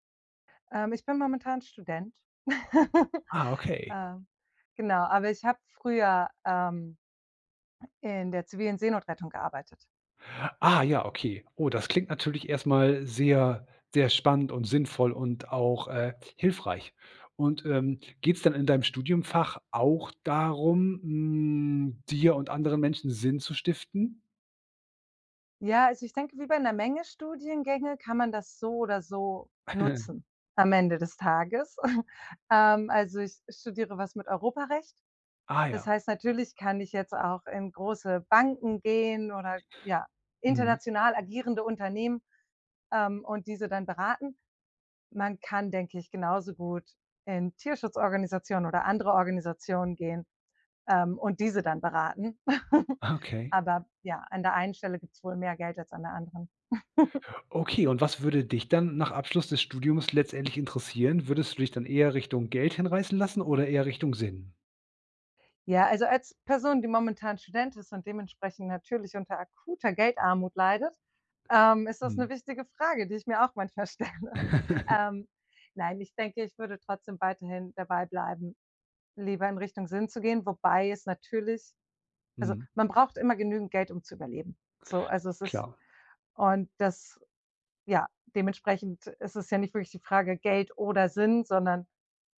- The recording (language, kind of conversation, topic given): German, podcast, Was bedeutet sinnvolles Arbeiten für dich?
- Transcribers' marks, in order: chuckle; chuckle; chuckle; chuckle; chuckle; laugh; laughing while speaking: "stelle"